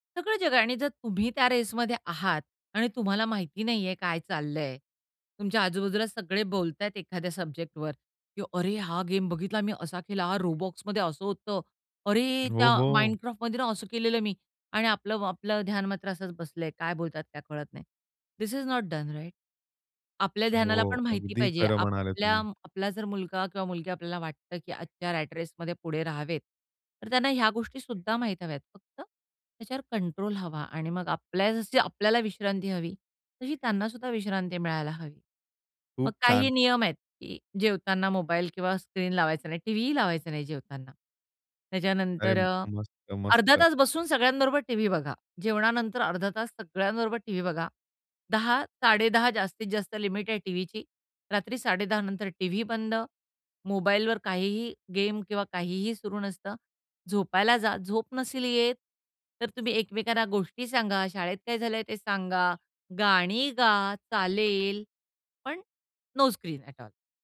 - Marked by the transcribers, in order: put-on voice: "अरे! हा गेम बघितला मी … असं केलेलं मी"; in English: "दिस इज नॉट डन, राइट?"; in English: "रॅट रेसमध्ये"; stressed: "गाणी गा, चालेल"; other noise; in English: "नो स्क्रीन ऍट ऑल"
- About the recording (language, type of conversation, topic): Marathi, podcast, डिजिटल डिटॉक्स तुमच्या विश्रांतीला कशी मदत करतो?